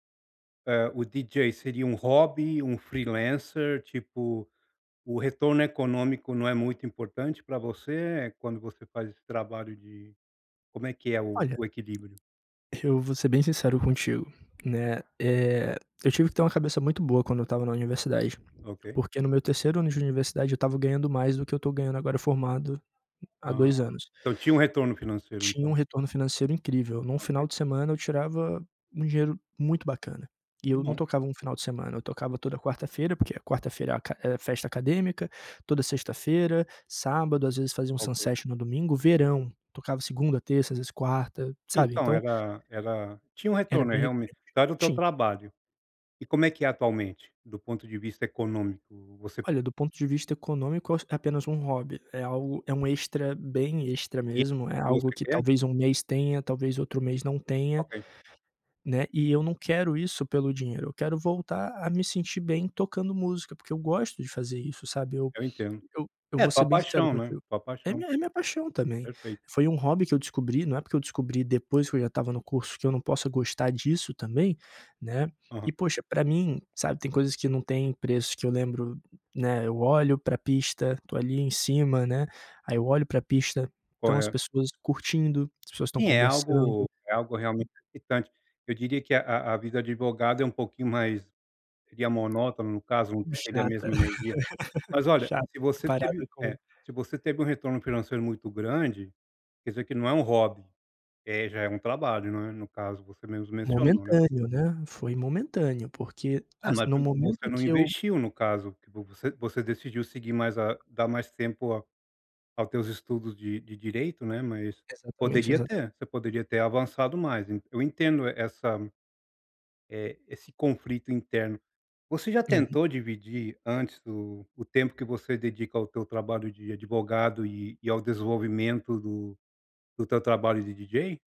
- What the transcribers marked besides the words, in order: put-on voice: "freelancer"; tapping; other background noise; laugh
- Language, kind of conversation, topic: Portuguese, advice, Como posso começar a criar algo quando me sinto travado, dando pequenos passos consistentes para progredir?